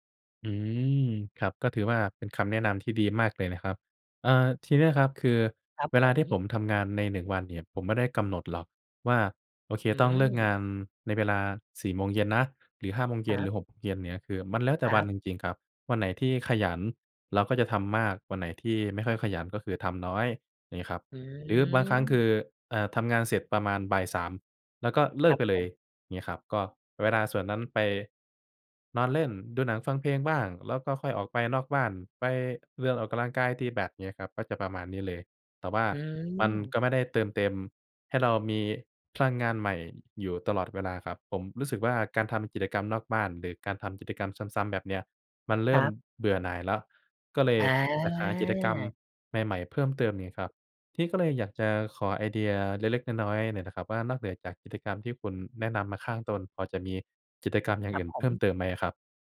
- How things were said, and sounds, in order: none
- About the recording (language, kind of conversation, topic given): Thai, advice, จะเริ่มจัดสรรเวลาเพื่อทำกิจกรรมที่ช่วยเติมพลังให้ตัวเองได้อย่างไร?